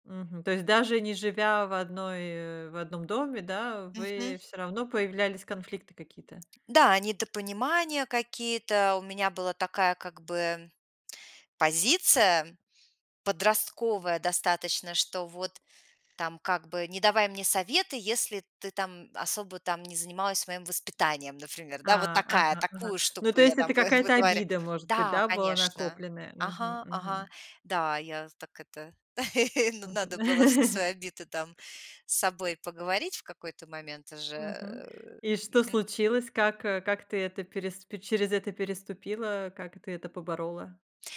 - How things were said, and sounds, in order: other background noise; chuckle; giggle
- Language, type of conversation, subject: Russian, podcast, Что помогает вашей семье оставаться близкой?